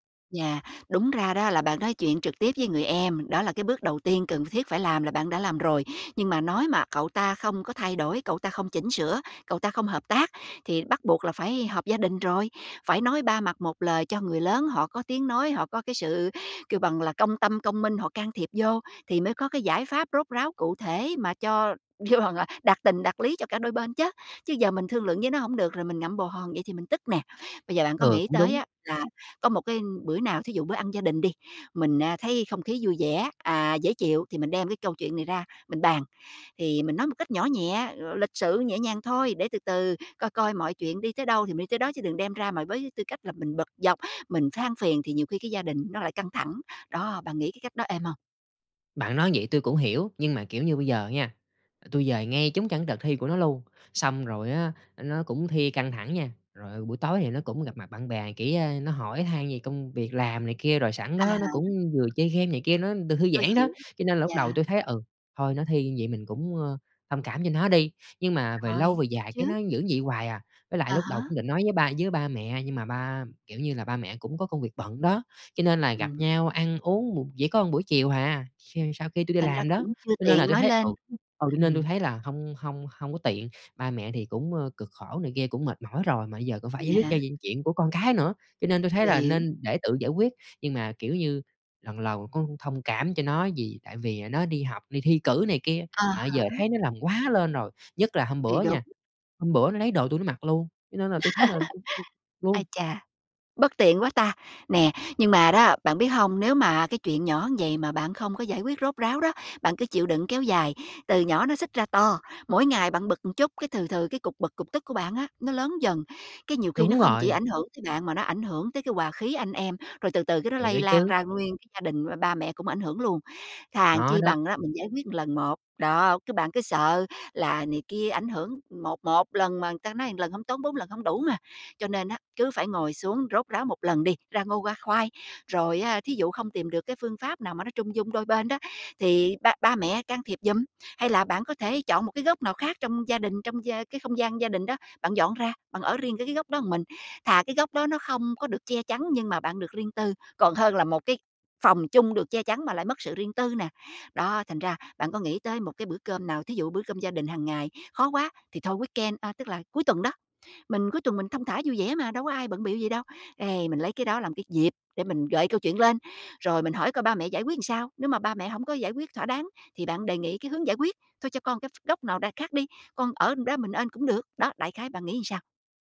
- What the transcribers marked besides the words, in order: laughing while speaking: "vô bằng là"; tapping; other background noise; laugh; in English: "weekend"
- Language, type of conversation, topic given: Vietnamese, advice, Làm thế nào để đối phó khi gia đình không tôn trọng ranh giới cá nhân khiến bạn bực bội?